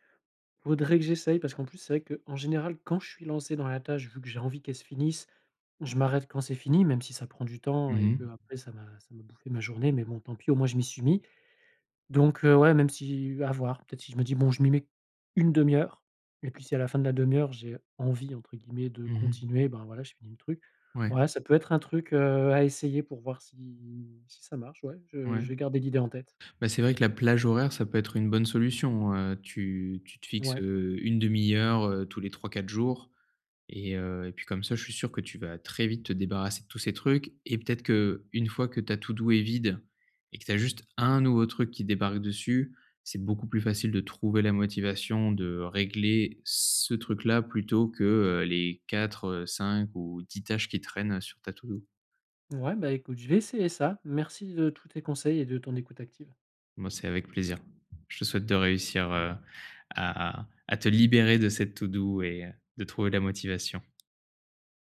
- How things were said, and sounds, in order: drawn out: "si"; in English: "to do"; stressed: "un"; in English: "to do"; tapping; in English: "to do"; other background noise
- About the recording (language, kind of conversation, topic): French, advice, Comment surmonter l’envie de tout remettre au lendemain ?